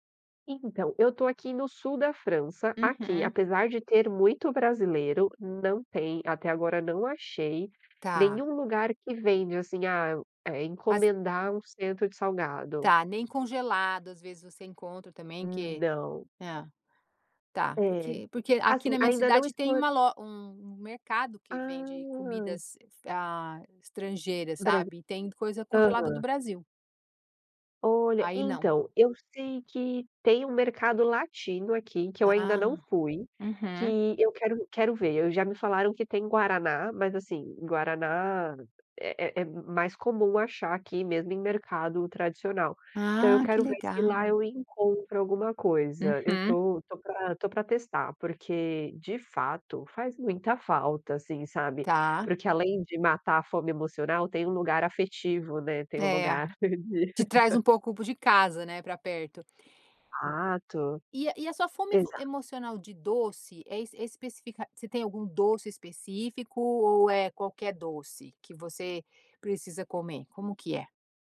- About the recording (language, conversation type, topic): Portuguese, podcast, Como lidar com a fome emocional sem atacar a geladeira?
- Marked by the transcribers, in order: tapping; laugh